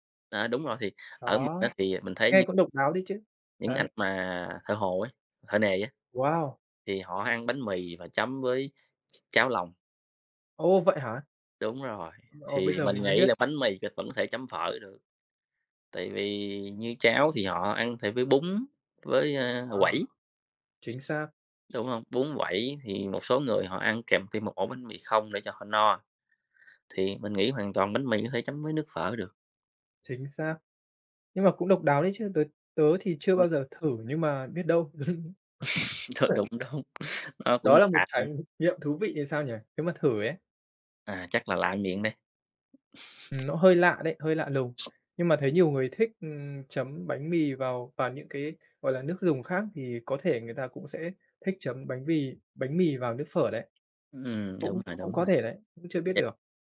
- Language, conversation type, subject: Vietnamese, unstructured, Bạn thích ăn sáng với bánh mì hay phở hơn?
- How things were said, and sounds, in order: other background noise; tapping; chuckle; laughing while speaking: "Th đúng, đúng"; chuckle; unintelligible speech